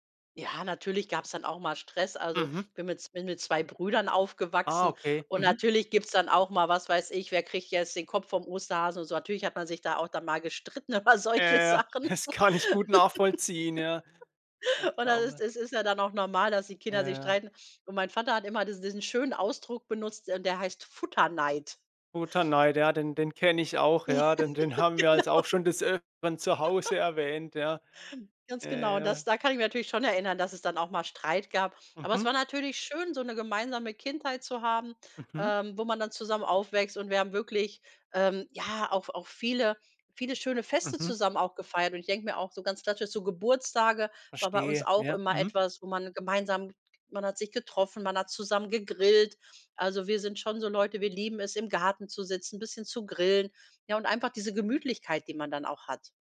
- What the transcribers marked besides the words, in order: laughing while speaking: "das kann"; laughing while speaking: "über solche Sachen"; laugh; stressed: "Futterneid"; laughing while speaking: "Ja, genau"; laugh; chuckle; tapping
- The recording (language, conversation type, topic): German, podcast, Welche Erinnerungen verbindest du mit gemeinsamen Mahlzeiten?